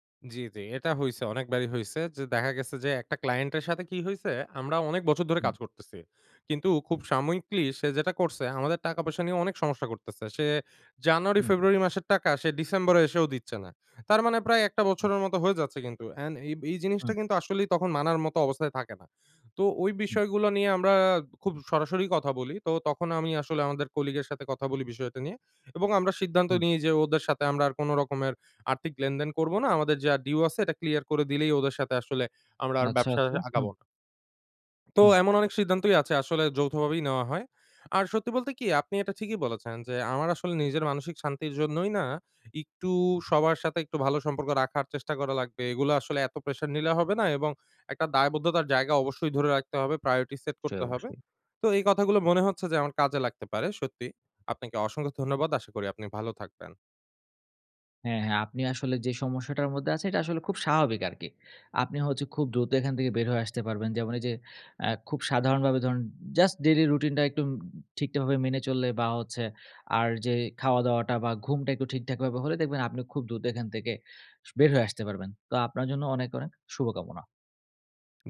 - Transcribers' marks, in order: tapping; "একটু" said as "ইকটু"; in English: "priority set"; in English: "just daily"
- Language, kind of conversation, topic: Bengali, advice, হঠাৎ জরুরি কাজ এসে আপনার ব্যবস্থাপনা ও পরিকল্পনা কীভাবে বিঘ্নিত হয়?